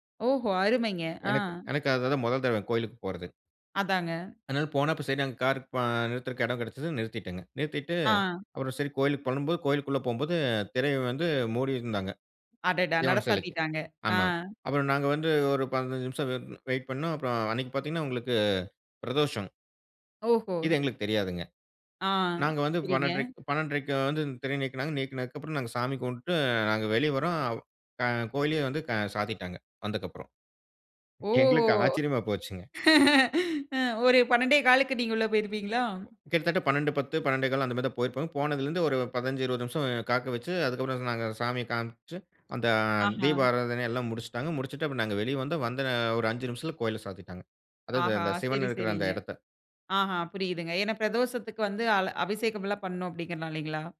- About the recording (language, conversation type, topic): Tamil, podcast, சுற்றுலாவின் போது வழி தவறி அலைந்த ஒரு சம்பவத்தைப் பகிர முடியுமா?
- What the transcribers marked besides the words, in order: "வந்ததுக்கு" said as "வந்தக்கு"; laugh